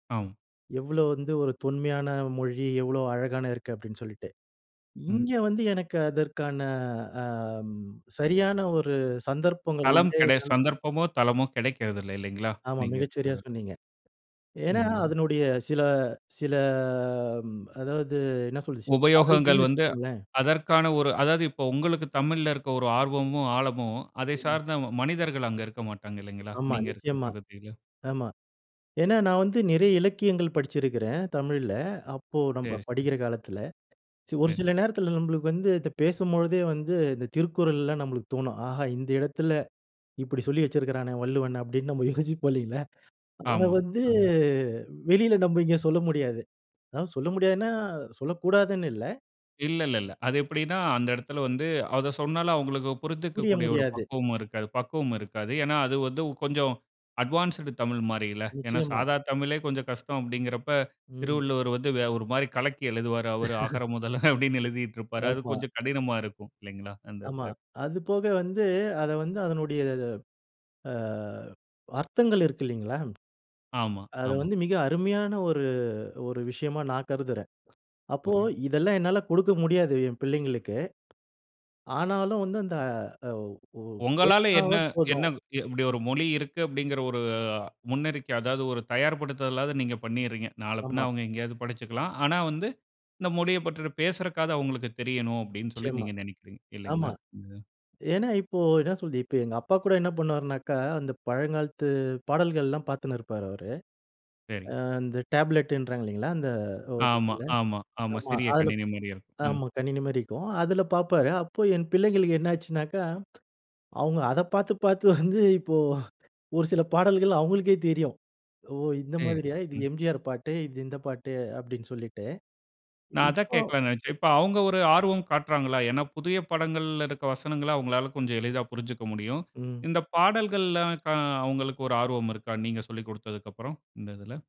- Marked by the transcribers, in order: unintelligible speech; unintelligible speech; other background noise; snort; drawn out: "வந்து"; other noise; in English: "அட்வான்ஸ்ட்டு"; laugh; snort; snort
- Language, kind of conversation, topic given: Tamil, podcast, பிள்ளைகளுக்கு மொழியை இயல்பாகக் கற்றுக்கொடுக்க நீங்கள் என்னென்ன வழிகளைப் பயன்படுத்துகிறீர்கள்?